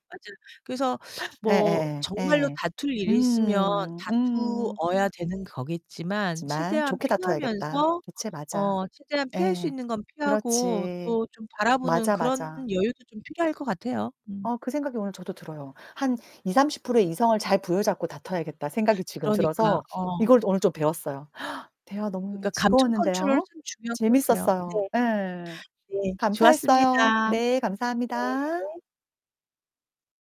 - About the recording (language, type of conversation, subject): Korean, unstructured, 다툼이 오히려 좋은 추억으로 남은 경험이 있으신가요?
- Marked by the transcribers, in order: distorted speech; other background noise; gasp